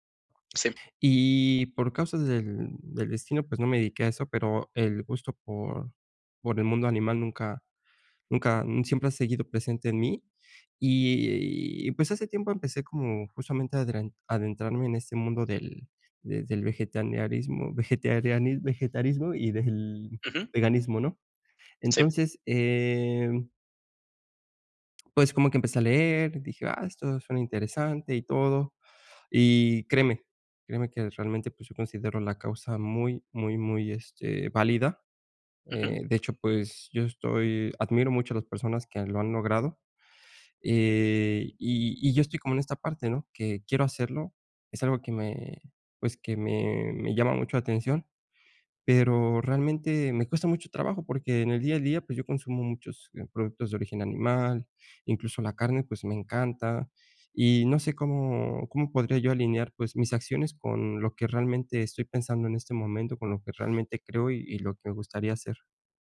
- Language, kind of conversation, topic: Spanish, advice, ¿Cómo puedo mantener coherencia entre mis acciones y mis creencias?
- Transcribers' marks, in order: other background noise